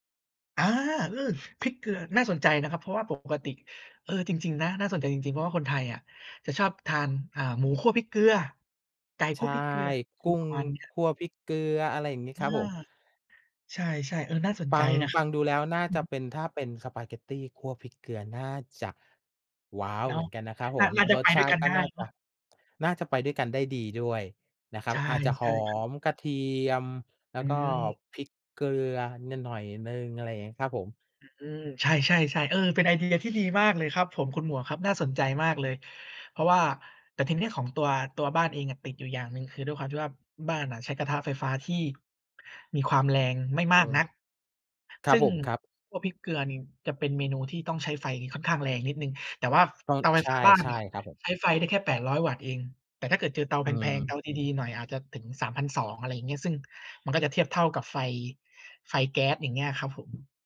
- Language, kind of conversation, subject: Thai, unstructured, คุณชอบอาหารประเภทไหนมากที่สุด?
- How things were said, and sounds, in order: none